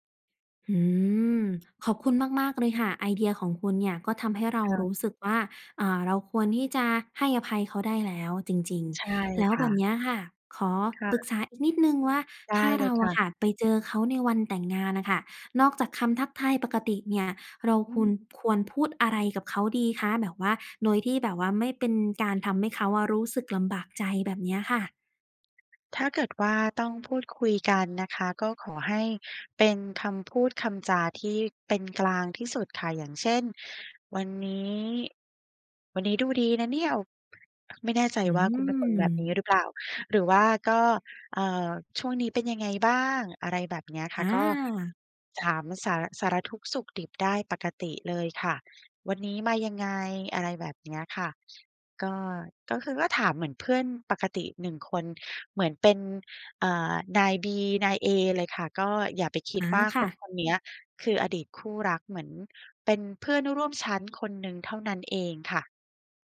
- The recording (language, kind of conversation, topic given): Thai, advice, อยากเป็นเพื่อนกับแฟนเก่า แต่ยังทำใจไม่ได้ ควรทำอย่างไร?
- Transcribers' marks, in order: tapping